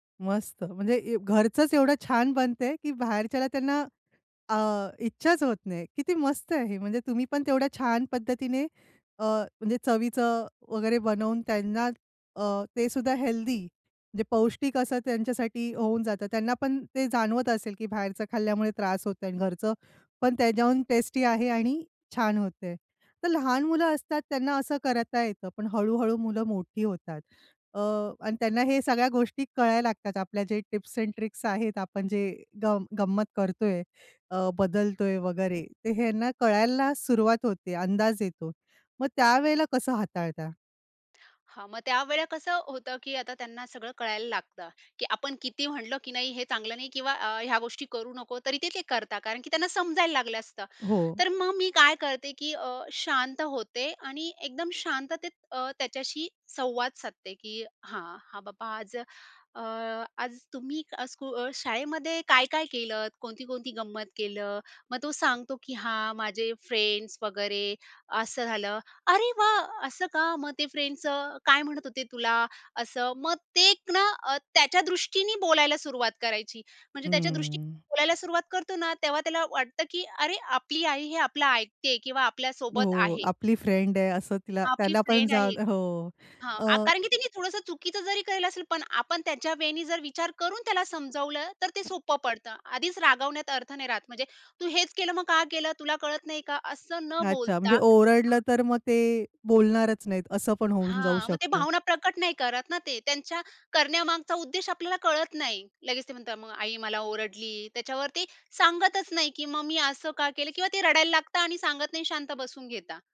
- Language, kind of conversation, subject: Marathi, podcast, मुलांशी दररोज प्रभावी संवाद कसा साधता?
- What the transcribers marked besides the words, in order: in English: "टेस्टी"; in English: "टिप्स एंड ट्रिक्स"; in English: "स्कुल"; in English: "फ्रेंड्स"; in English: "फ्रेंड्सचं"; in English: "फ्रेंड"; in English: "वे"; other background noise